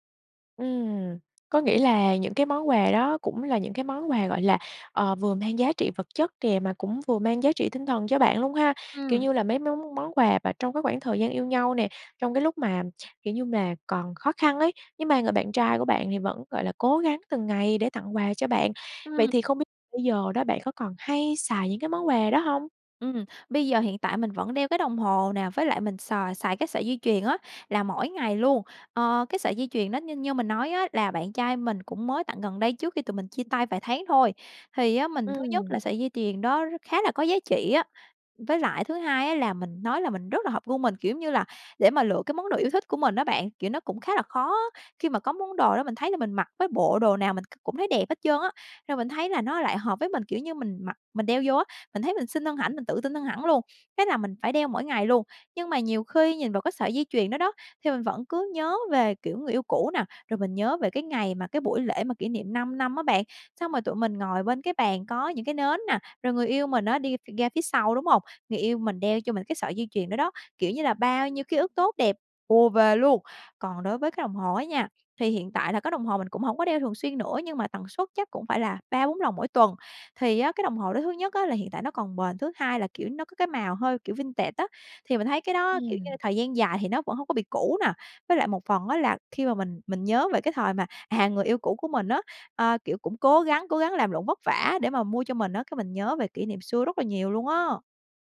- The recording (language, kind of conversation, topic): Vietnamese, advice, Làm sao để buông bỏ những kỷ vật của người yêu cũ khi tôi vẫn còn nhiều kỷ niệm?
- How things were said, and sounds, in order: tapping; in English: "vintage"